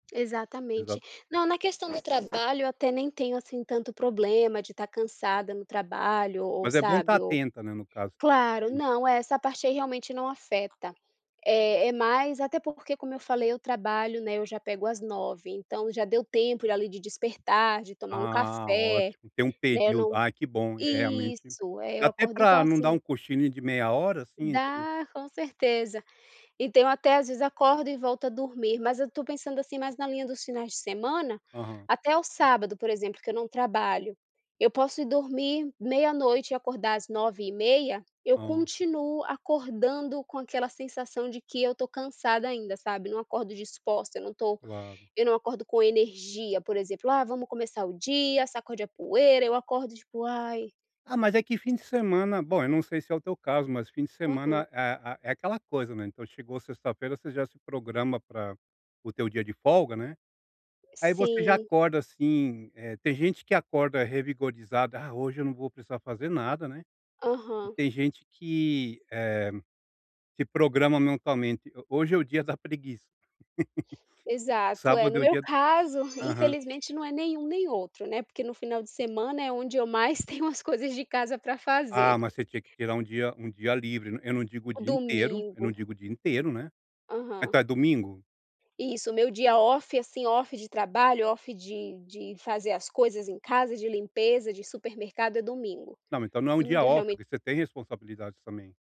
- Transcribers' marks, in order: other background noise; "revigorada" said as "revigorizada"; laugh; alarm; tapping; in English: "off"; in English: "off"; in English: "off"; in English: "off"
- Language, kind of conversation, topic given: Portuguese, advice, Como posso acordar com mais energia pela manhã?